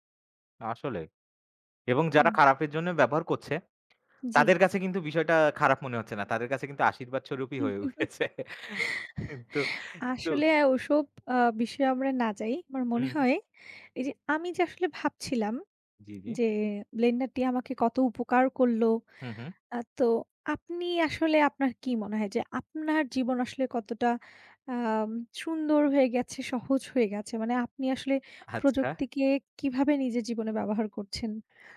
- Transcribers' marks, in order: chuckle; giggle
- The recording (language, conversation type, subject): Bengali, unstructured, তোমার জীবনে প্রযুক্তি কী ধরনের সুবিধা এনে দিয়েছে?